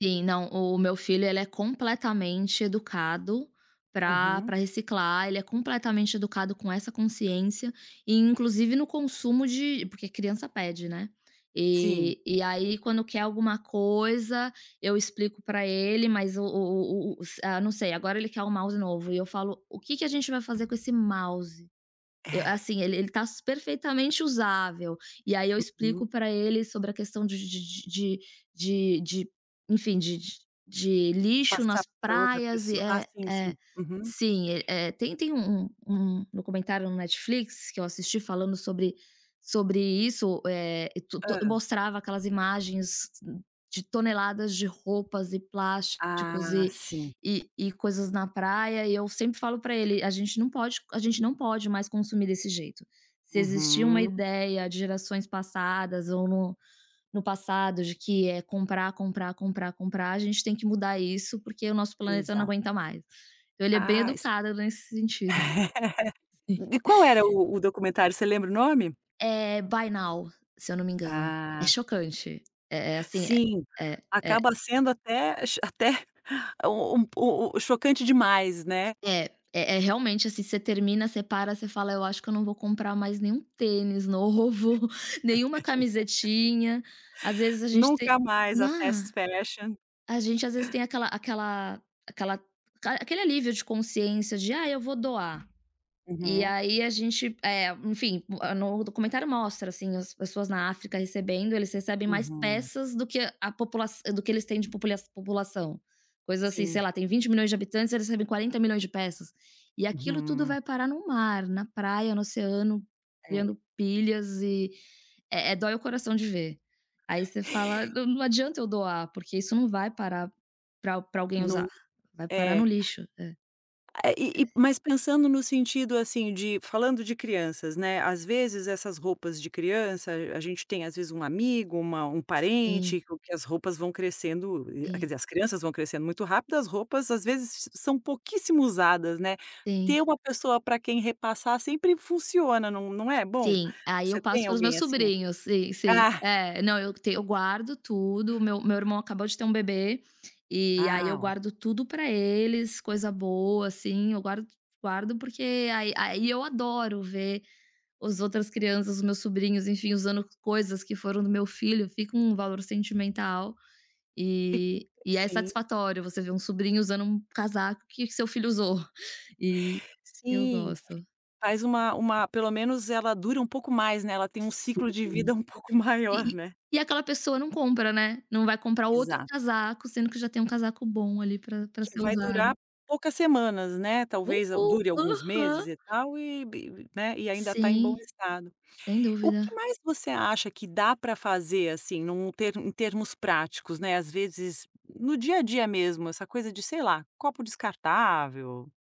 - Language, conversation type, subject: Portuguese, podcast, Que hábitos diários ajudam você a reduzir lixo e desperdício?
- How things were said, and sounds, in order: tapping; put-on voice: "É"; laugh; chuckle; chuckle; laugh; laughing while speaking: "novo"; in English: "Fast Fashion"; other background noise; chuckle; chuckle; chuckle